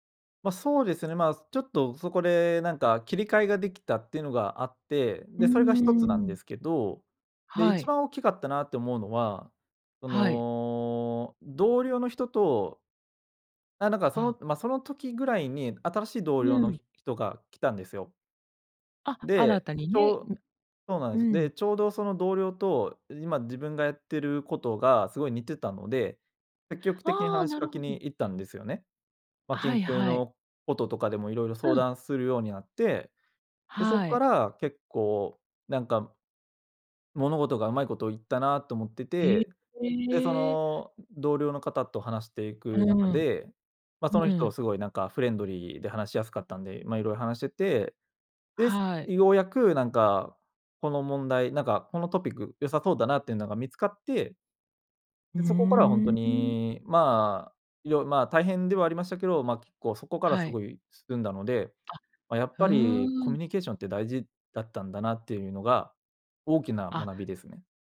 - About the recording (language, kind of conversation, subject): Japanese, podcast, 失敗からどのようなことを学びましたか？
- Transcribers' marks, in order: none